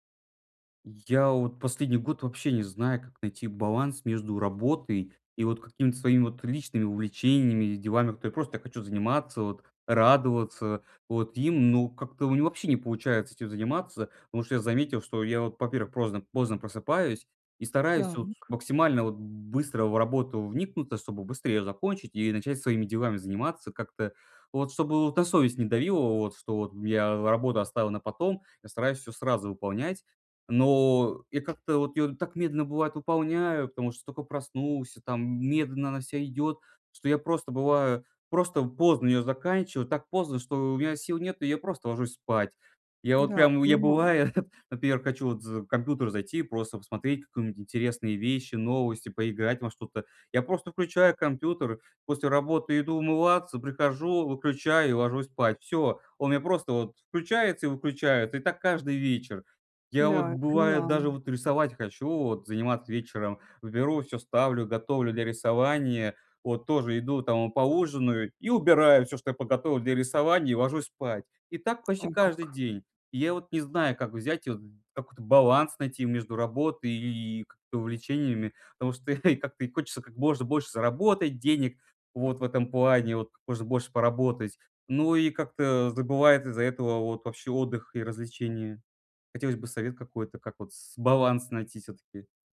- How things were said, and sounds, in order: tapping; chuckle; chuckle; other background noise
- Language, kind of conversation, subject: Russian, advice, Как найти баланс между работой и личными увлечениями, если из-за работы не хватает времени на хобби?